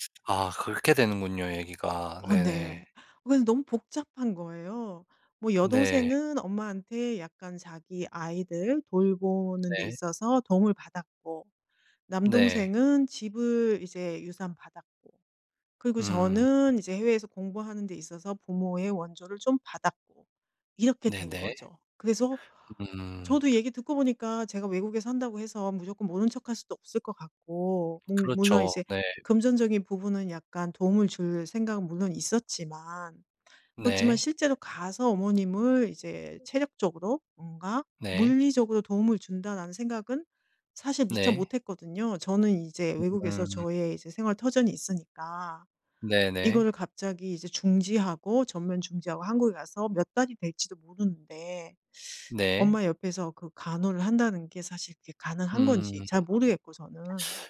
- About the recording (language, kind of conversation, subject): Korean, advice, 부모님의 건강이 악화되면서 돌봄과 의사결정 권한을 두고 가족 간에 갈등이 있는데, 어떻게 해결하면 좋을까요?
- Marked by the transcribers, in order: other background noise